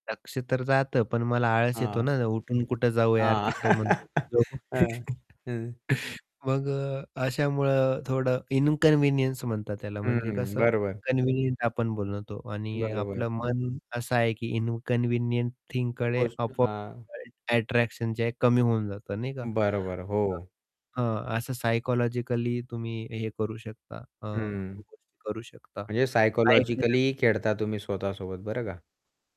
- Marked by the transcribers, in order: distorted speech; static; laugh; unintelligible speech; laugh; in English: "इन्कन्व्हिनियन्स"; in English: "इन्कन्व्हिनियंट"; in English: "इन्कन्व्हिनियंट"; unintelligible speech; unintelligible speech; unintelligible speech
- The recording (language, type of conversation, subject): Marathi, podcast, दैनंदिन जीवनात सतत जोडून राहण्याचा दबाव तुम्ही कसा हाताळता?